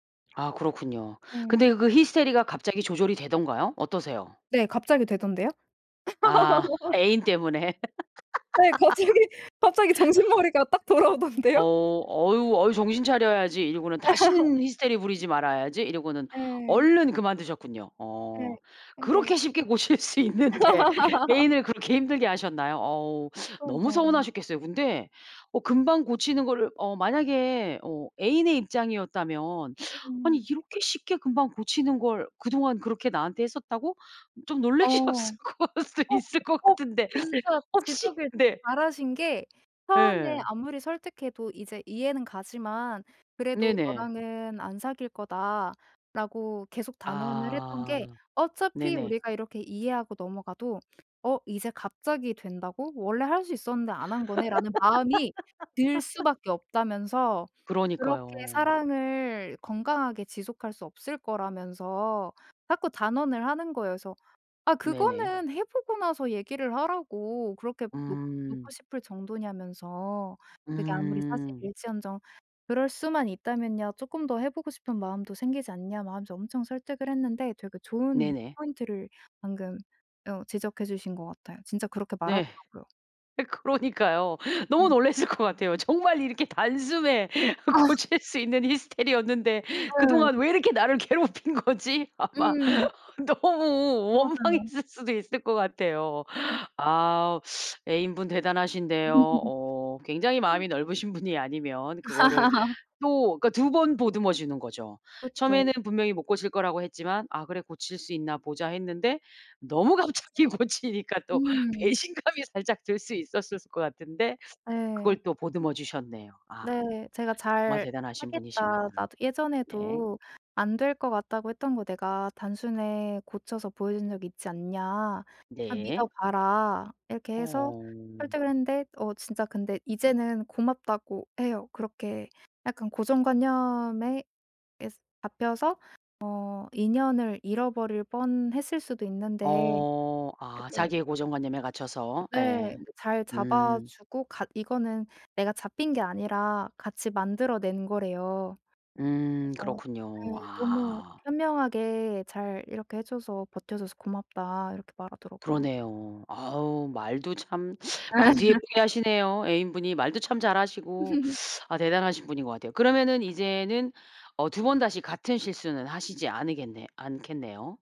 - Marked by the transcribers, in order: laugh; laughing while speaking: "갑자기, 갑자기 정신머리가 딱 돌아오던데요"; laugh; tapping; laugh; laugh; laughing while speaking: "고칠 수 있는데"; laughing while speaking: "그렇게"; laughing while speaking: "좀 놀라셨을 걸 수도 있을 것 같은데 혹시 네"; other background noise; laugh; laughing while speaking: "그러니까요. 너무 놀랐을 것 같아요 … 있을 것 같아요"; laughing while speaking: "아"; laugh; unintelligible speech; laughing while speaking: "분이"; laugh; laughing while speaking: "갑자기 고치니까 또 배신감이"; laugh; laugh
- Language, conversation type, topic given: Korean, podcast, 사랑이나 관계에서 배운 가장 중요한 교훈은 무엇인가요?